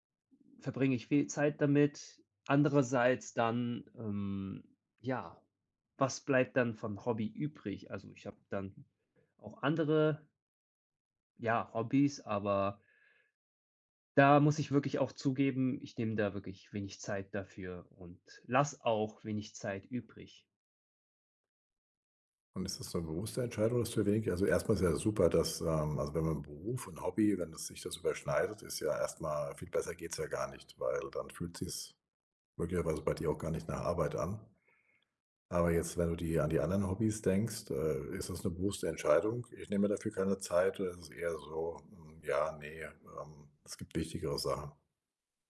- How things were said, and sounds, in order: other background noise; tapping; stressed: "lass"
- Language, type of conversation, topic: German, advice, Wie kann ich zu Hause endlich richtig zur Ruhe kommen und entspannen?